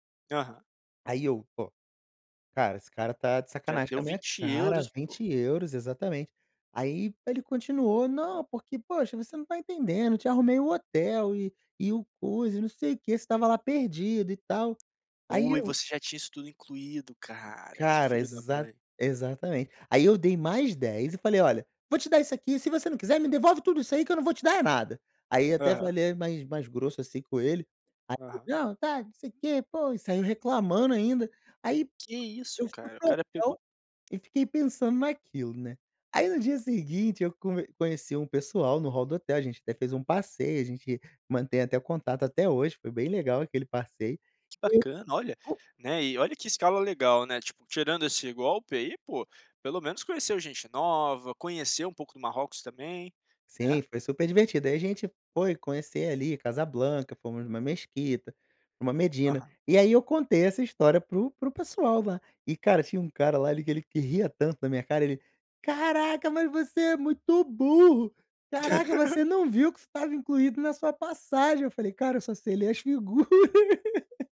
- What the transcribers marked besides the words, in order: put-on voice: "Olha, vou te dar isso … dar é nada"; tapping; other background noise; laugh; laughing while speaking: "figuras"; laugh
- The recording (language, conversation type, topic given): Portuguese, podcast, Você já caiu em algum golpe durante uma viagem? Como aconteceu?